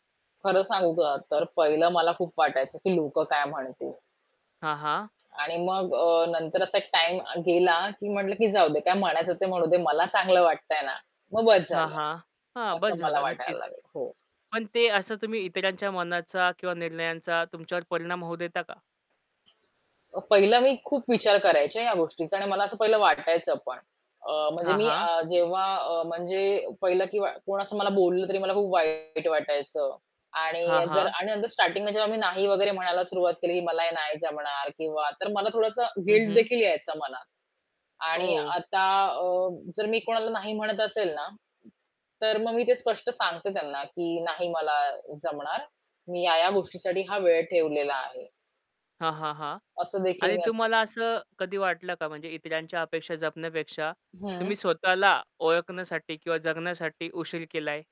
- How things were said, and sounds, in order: static; other background noise; tapping; distorted speech; in English: "गिल्टदेखील"; unintelligible speech
- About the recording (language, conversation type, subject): Marathi, podcast, इतरांच्या अपेक्षा आणि स्वतःच्या इच्छा यांचा समतोल तुम्ही कसा साधता?